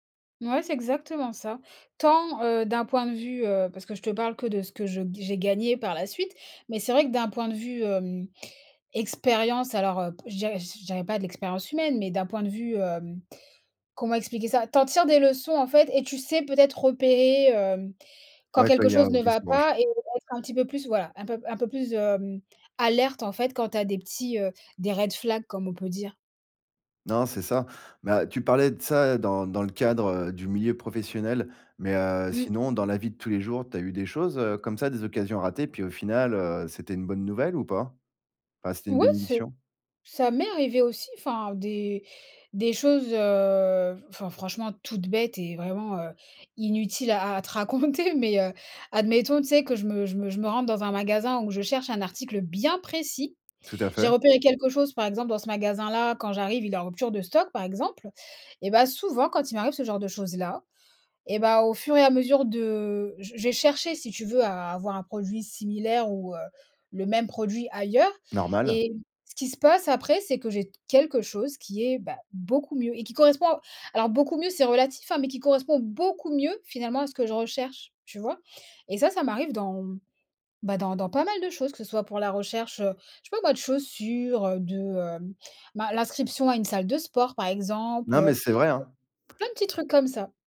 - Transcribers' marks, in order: other background noise; stressed: "alerte"; in English: "red flags"; laughing while speaking: "raconter"; stressed: "bien"; stressed: "beaucoup"
- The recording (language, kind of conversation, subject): French, podcast, Quelle opportunité manquée s’est finalement révélée être une bénédiction ?
- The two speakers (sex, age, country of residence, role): female, 30-34, France, guest; male, 40-44, France, host